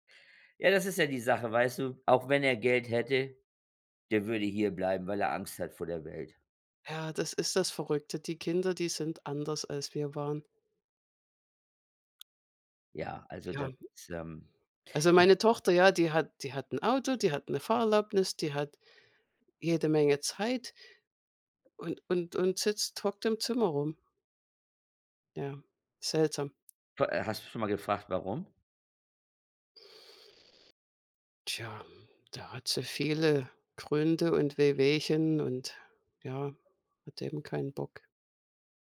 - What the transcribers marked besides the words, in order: other noise
- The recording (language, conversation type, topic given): German, unstructured, Was war das ungewöhnlichste Transportmittel, das du je benutzt hast?